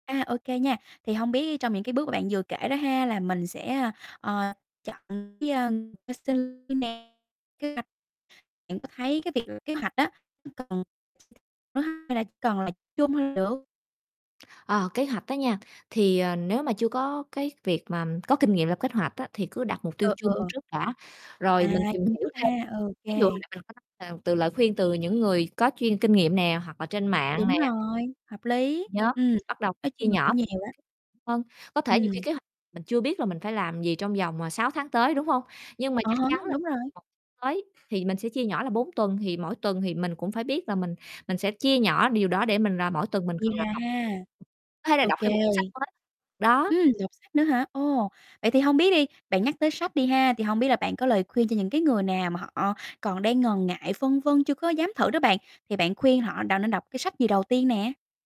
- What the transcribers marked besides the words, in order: distorted speech; unintelligible speech; unintelligible speech; tapping; unintelligible speech; static; other background noise; unintelligible speech; horn
- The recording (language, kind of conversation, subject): Vietnamese, podcast, Bạn sẽ khuyên gì cho những người muốn bắt đầu thử ngay từ bây giờ?